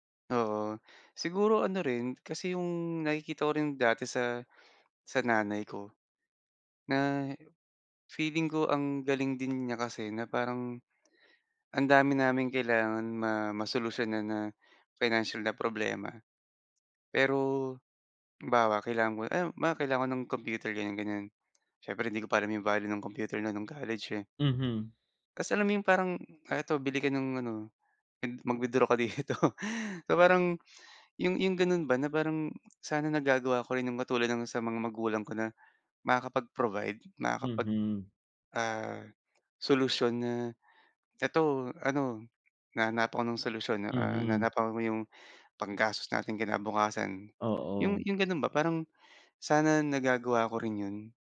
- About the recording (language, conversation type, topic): Filipino, advice, Paano ko matatanggap ang mga bagay na hindi ko makokontrol?
- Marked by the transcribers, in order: "halimbawa" said as "limbawa"; laughing while speaking: "ka dito"